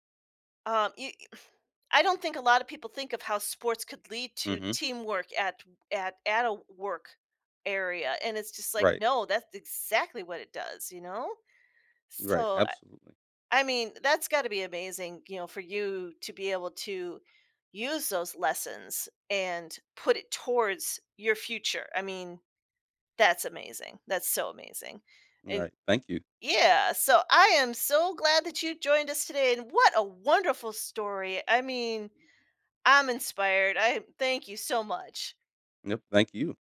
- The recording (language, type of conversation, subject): English, podcast, How has playing sports shaped who you are today?
- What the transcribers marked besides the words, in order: sigh; other background noise; stressed: "exactly"